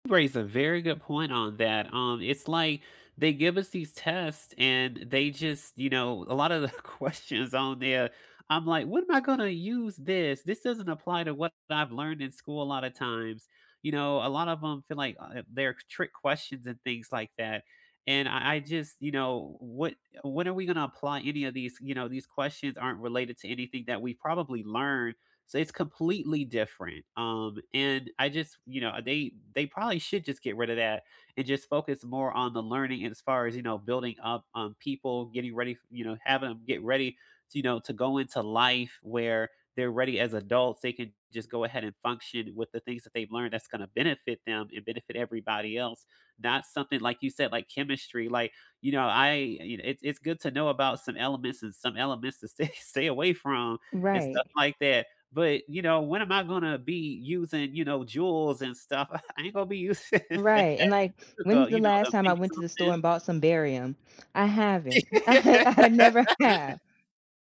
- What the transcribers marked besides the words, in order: other background noise; laughing while speaking: "the questions"; laughing while speaking: "stay"; chuckle; laughing while speaking: "using that"; unintelligible speech; laugh; laughing while speaking: "I I never have"
- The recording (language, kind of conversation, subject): English, unstructured, Is it better to focus on grades or learning?
- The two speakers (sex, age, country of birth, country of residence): female, 35-39, United States, United States; male, 35-39, United States, United States